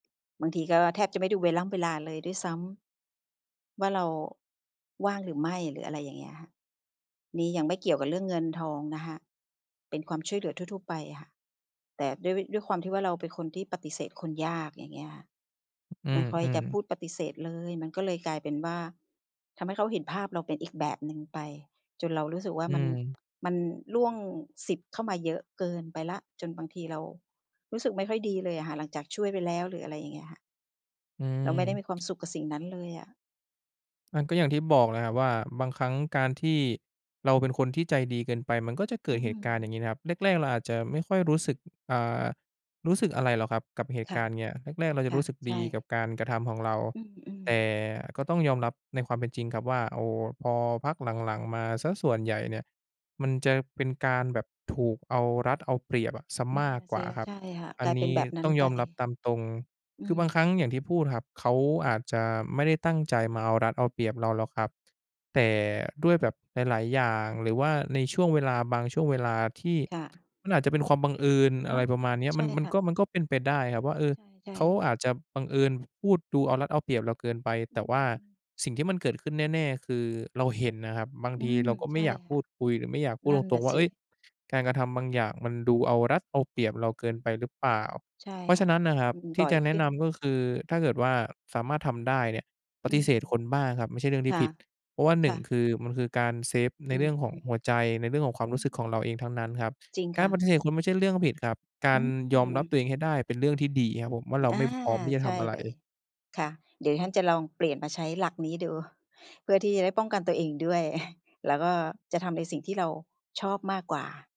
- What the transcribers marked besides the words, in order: other background noise; tapping; wind
- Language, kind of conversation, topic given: Thai, advice, ฉันควรปฏิเสธคำขอร้องจากเพื่อนหรือญาติอย่างไรให้สุภาพแต่ชัดเจนโดยไม่ทำให้ความสัมพันธ์บาดหมาง?